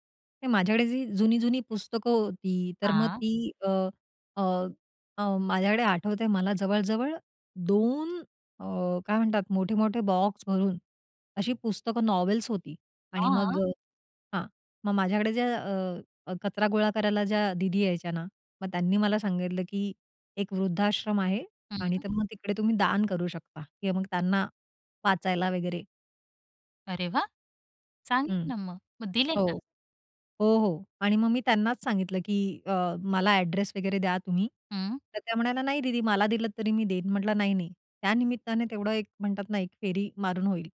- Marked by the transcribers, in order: in English: "बॉक्स"; in English: "नॉवेल्स"; anticipating: "हां"; other background noise; in English: "एड्रेस"
- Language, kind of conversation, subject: Marathi, podcast, अनावश्यक वस्तू कमी करण्यासाठी तुमचा उपाय काय आहे?